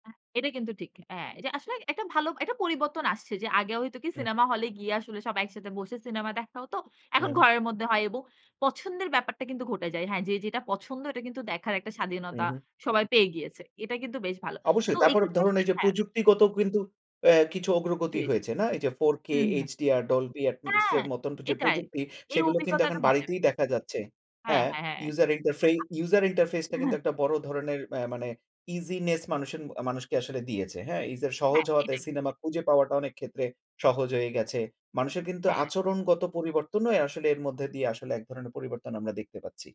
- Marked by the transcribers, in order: "এপ্সের" said as "এমপ্সের"; in English: "user interface"; unintelligible speech; in English: "easyness"; in English: "user"
- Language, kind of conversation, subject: Bengali, podcast, স্ট্রিমিং প্ল্যাটফর্ম কি সিনেমা দেখার অভিজ্ঞতা বদলে দিয়েছে?